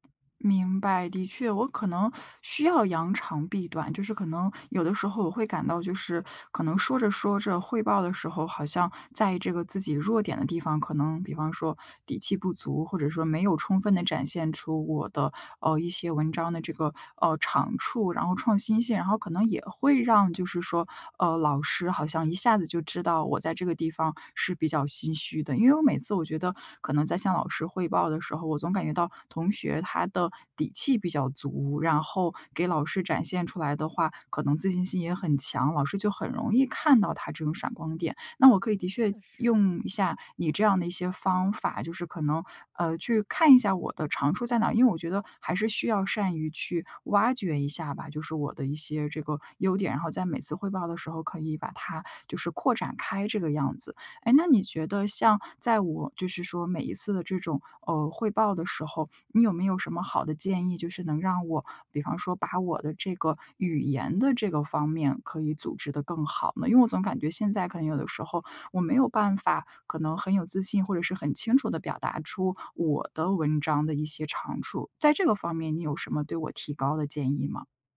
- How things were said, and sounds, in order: none
- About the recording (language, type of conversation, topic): Chinese, advice, 你通常在什么情况下会把自己和别人比较，这种比较又会如何影响你的创作习惯？